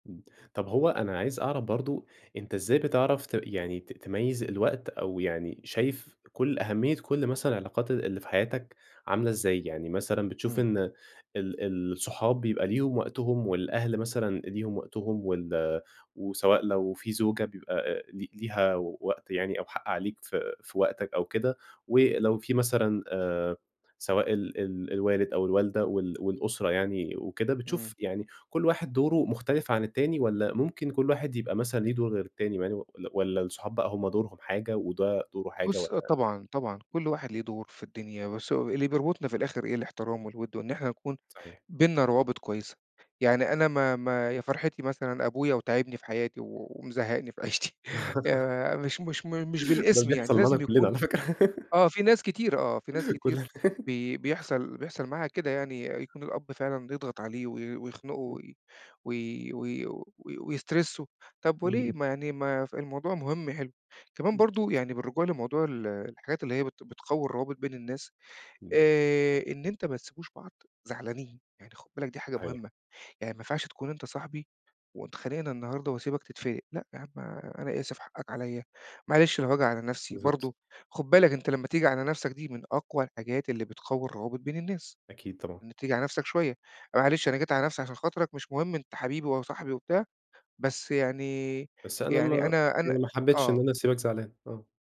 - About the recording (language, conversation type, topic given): Arabic, podcast, إيه الحاجات الصغيرة اللي بتقوّي الروابط بين الناس؟
- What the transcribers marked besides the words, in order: laugh; laughing while speaking: "في عيشتي"; chuckle; laughing while speaking: "كُلّنا"; chuckle; other noise; in English: "ويسترسُّه"; unintelligible speech